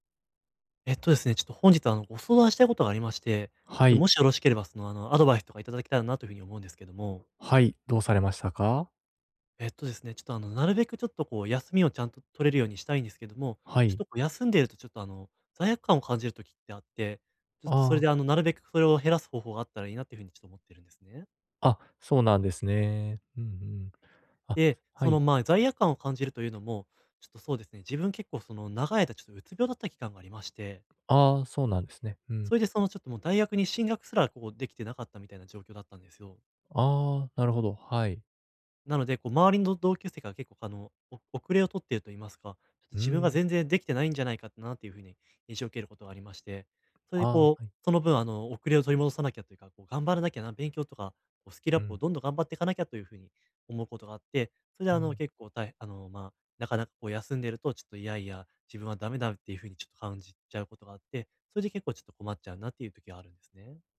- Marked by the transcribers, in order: none
- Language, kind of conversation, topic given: Japanese, advice, 休むことを優先したいのに罪悪感が出てしまうとき、どうすれば罪悪感を減らせますか？